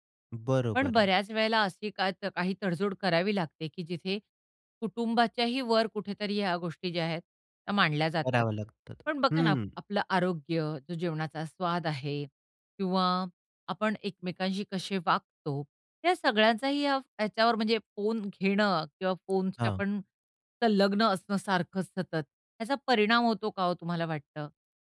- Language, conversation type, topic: Marathi, podcast, फोन बाजूला ठेवून जेवताना तुम्हाला कसं वाटतं?
- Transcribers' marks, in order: none